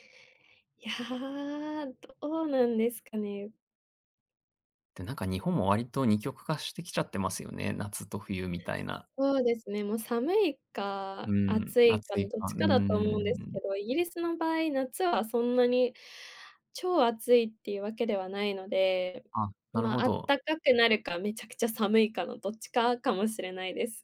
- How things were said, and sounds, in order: other noise
- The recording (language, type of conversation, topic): Japanese, podcast, 季節ごとに楽しみにしていることは何ですか？